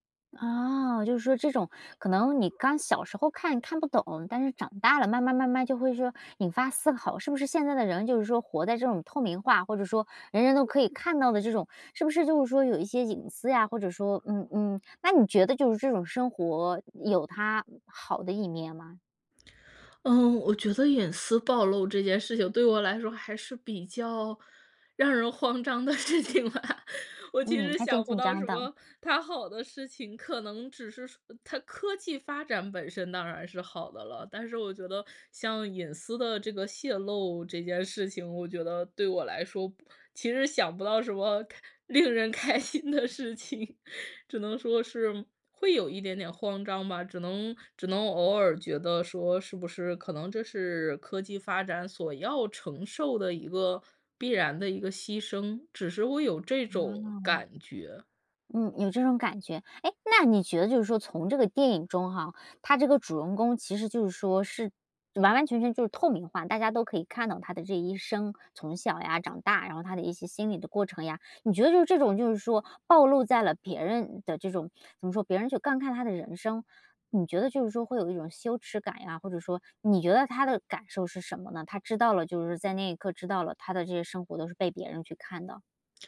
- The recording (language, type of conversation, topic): Chinese, podcast, 你最喜欢的一部电影是哪一部？
- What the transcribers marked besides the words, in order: other background noise; "暴露" said as "暴漏"; laughing while speaking: "事情吧"; chuckle; "泄露" said as "泄漏"; laughing while speaking: "开心的事情"; "观看" said as "杠看"